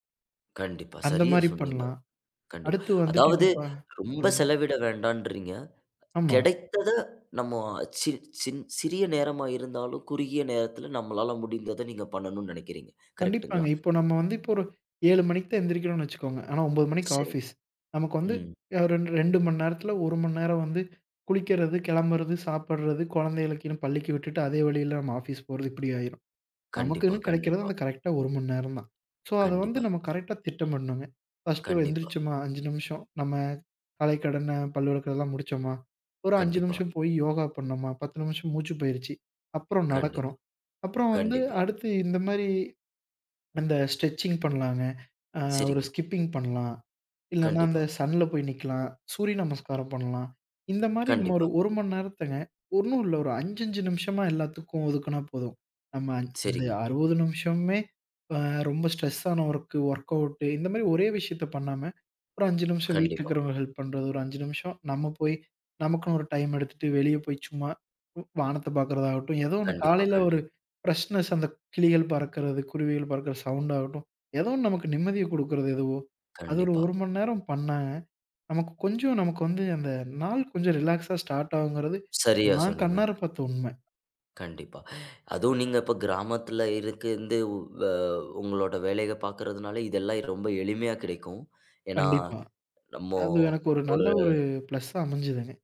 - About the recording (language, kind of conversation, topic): Tamil, podcast, காலையில் கிடைக்கும் ஒரு மணி நேரத்தை நீங்கள் எப்படிப் பயனுள்ளதாகச் செலவிடுவீர்கள்?
- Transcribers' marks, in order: in English: "சோ"; in English: "ஸ்ட்ரெச்சிங்"; in English: "ஸ்கிப்பிங்"; tapping; in English: "ஸ்ட்ரெஸ்ஸான வொர்க், வொர்க்கவுட்"; other background noise; in English: "பிரஷ்னெஸ்"; in English: "ரிலாக்ஸா ஸ்டார்ட்"; other noise; in English: "ப்ளஸ்ஸா"